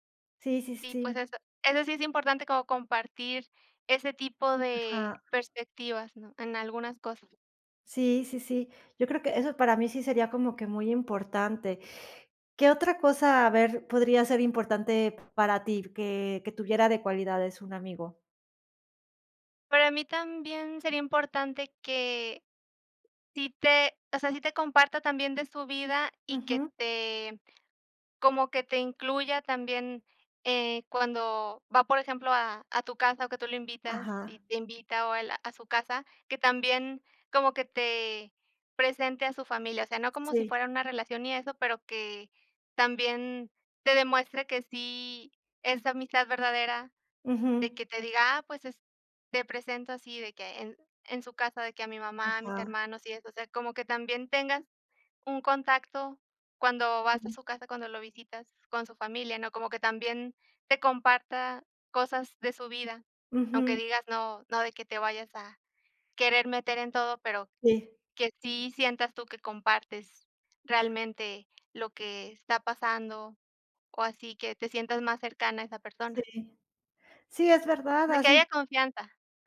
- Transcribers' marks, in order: other background noise
- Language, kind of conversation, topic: Spanish, unstructured, ¿Cuáles son las cualidades que buscas en un buen amigo?